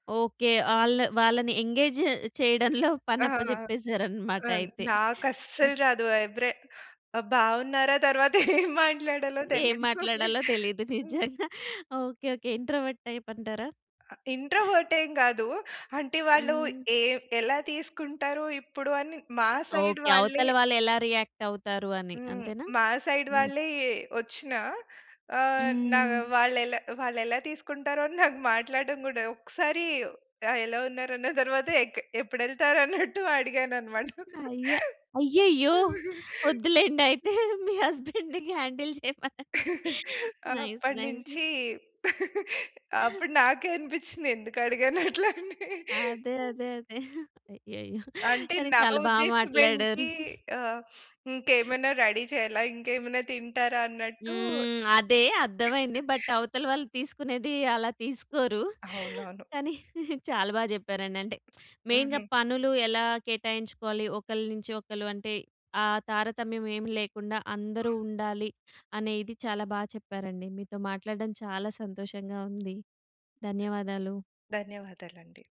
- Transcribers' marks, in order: in English: "ఎంగేజ్"; other background noise; chuckle; laughing while speaking: "తరువాత ఏం మాట్లాడాలో తెలియదు"; other noise; chuckle; in English: "ఇంట్రోవర్ట్ టైప్"; in English: "ఇంట్రోవర్ట్"; in English: "సైడ్"; in English: "రియాక్ట్"; in English: "సైడ్"; chuckle; laughing while speaking: "వద్దులేండయితే. మీ హస్బెండ్‌కి హ్యాండిల్ చేయమనండి"; laugh; in English: "హస్బెండ్‌కి హ్యాండిల్"; chuckle; in English: "నైస్. నైస్"; chuckle; laughing while speaking: "ఎందుకడిగానట్లని?"; chuckle; sniff; in English: "రెడీ"; tapping; in English: "బట్"; chuckle; chuckle; lip smack; in English: "మెయిన్‌గా"
- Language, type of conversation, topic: Telugu, podcast, అందరూ కలిసి పనులను కేటాయించుకోవడానికి మీరు ఎలా చర్చిస్తారు?